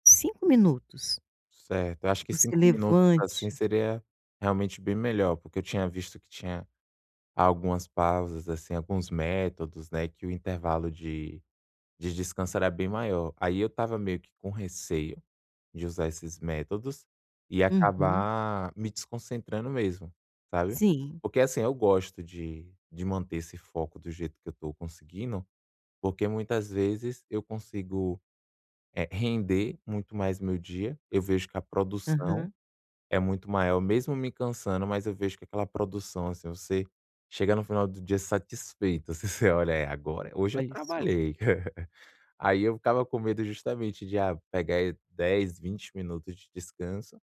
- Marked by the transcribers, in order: tapping; laughing while speaking: "assim"; laugh
- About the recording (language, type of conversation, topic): Portuguese, advice, Como posso equilibrar descanso e foco ao longo do dia?